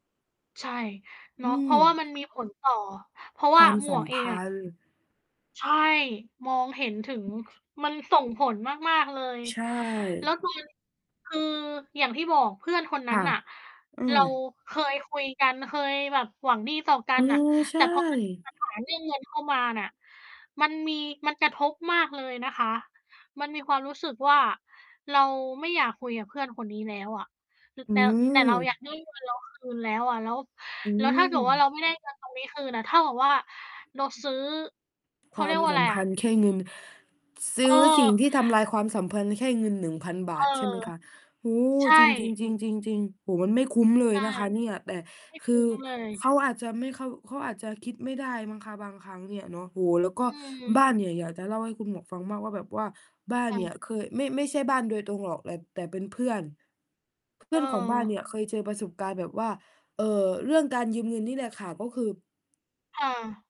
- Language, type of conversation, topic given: Thai, unstructured, คุณคิดอย่างไรเมื่อเพื่อนมาขอยืมเงินแต่ไม่คืน?
- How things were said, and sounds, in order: distorted speech